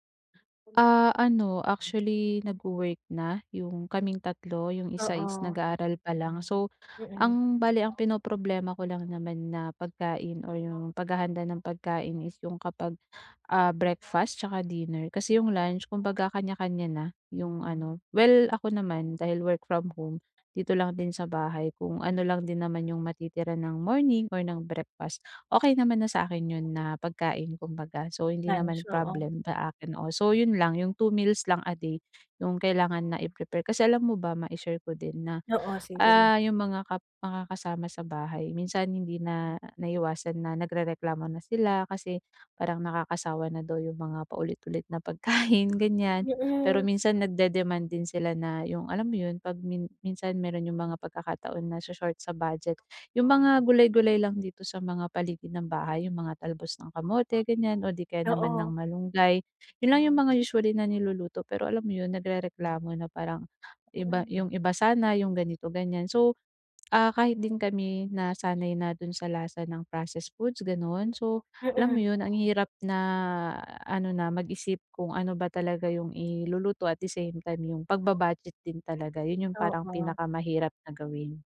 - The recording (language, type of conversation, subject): Filipino, advice, Paano ako makakapagbadyet para sa masustansiyang pagkain bawat linggo?
- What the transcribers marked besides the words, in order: other background noise; tapping; laughing while speaking: "pagkain"